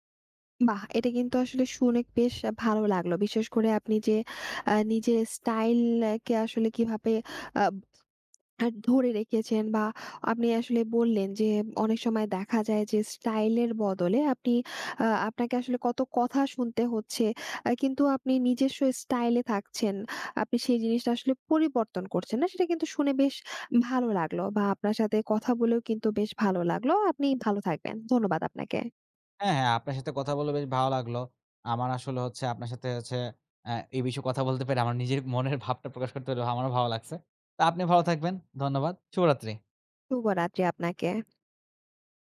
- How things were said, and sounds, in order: other background noise; tapping
- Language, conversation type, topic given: Bengali, podcast, স্টাইল বদলানোর ভয় কীভাবে কাটিয়ে উঠবেন?